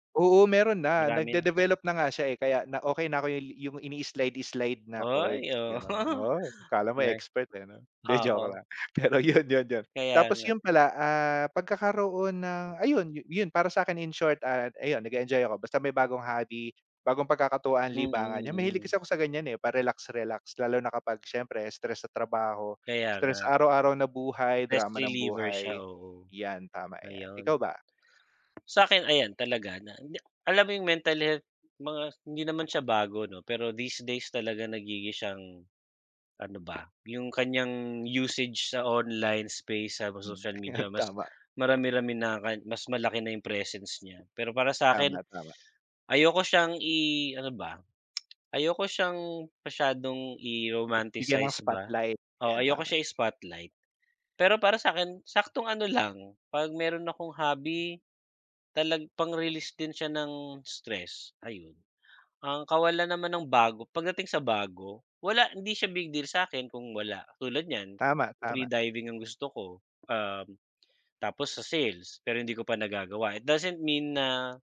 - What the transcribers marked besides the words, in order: laughing while speaking: "oo"; laughing while speaking: "pero 'yun, 'yun, 'yun"; other background noise; tapping; other animal sound; chuckle; tongue click
- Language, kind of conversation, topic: Filipino, unstructured, Bakit mahalaga ang pagkatuto ng mga bagong kasanayan sa buhay, at paano mo hinaharap ang takot sa pagsubok ng bagong libangan?